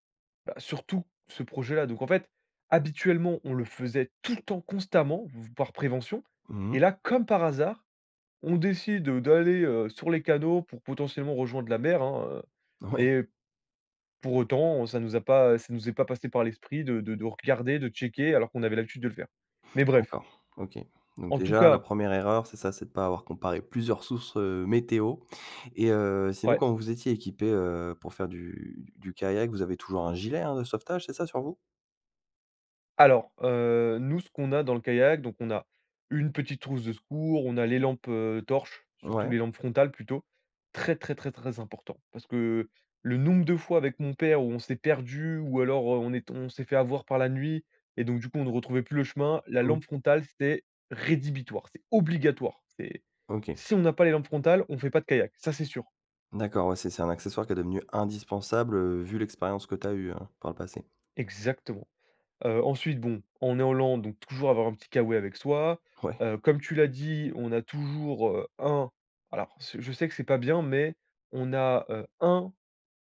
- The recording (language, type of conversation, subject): French, podcast, As-tu déjà été perdu et un passant t’a aidé ?
- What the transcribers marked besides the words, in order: stressed: "tout"; laughing while speaking: "Ouais"; "sources" said as "sousres"; other background noise; stressed: "rédhibitoire"; stressed: "obligatoire"; stressed: "indispensable"; laughing while speaking: "Ouais"